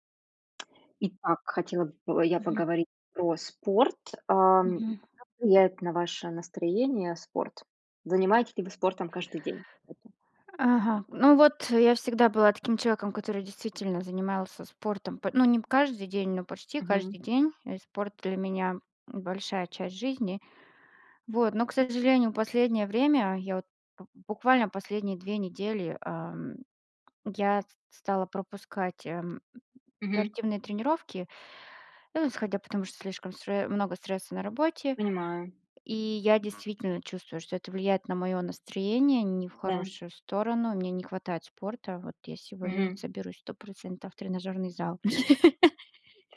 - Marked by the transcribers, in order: tapping; other background noise; laugh
- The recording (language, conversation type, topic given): Russian, unstructured, Как спорт влияет на твоё настроение каждый день?